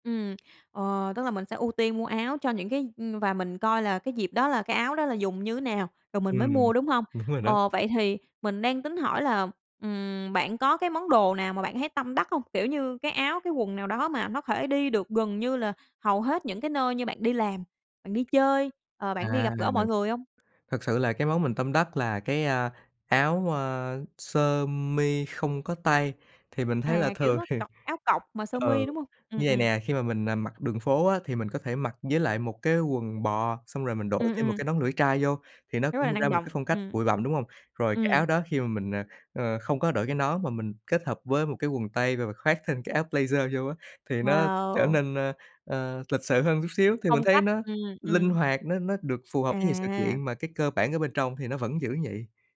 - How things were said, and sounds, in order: tapping; other background noise; in English: "blazer"
- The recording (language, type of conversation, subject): Vietnamese, podcast, Bạn xây dựng tủ đồ cơ bản như thế nào?